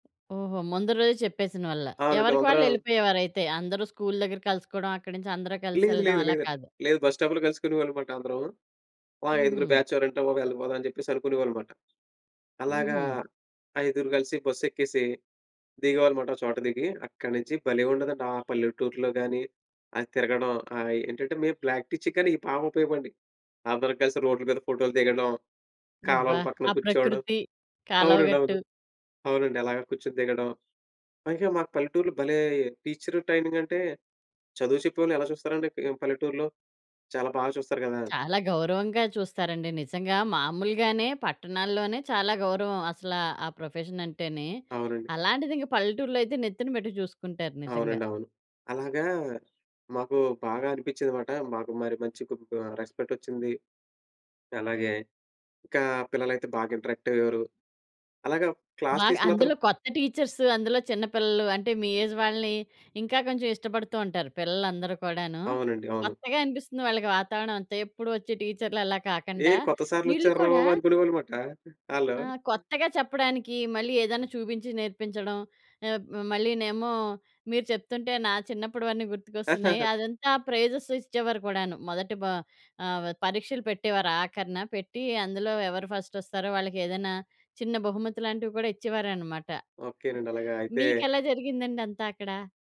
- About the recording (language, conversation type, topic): Telugu, podcast, పాఠశాల రోజుల్లో మీకు ఇప్పటికీ ఆనందంగా గుర్తుండిపోయే ఒక నేర్చుకున్న అనుభవాన్ని చెప్పగలరా?
- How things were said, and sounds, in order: other background noise; in English: "బస్ స్టాప్‌లో"; in English: "బ్యాచ్"; in English: "ప్రాక్టీస్"; in English: "ట్రైనింగ్"; other noise; in English: "ప్రొఫెషన్"; in English: "ఇంటరాక్ట్"; in English: "క్లాస్"; in English: "ఏజ్"; tapping; chuckle; in English: "ప్రైజెస్"; giggle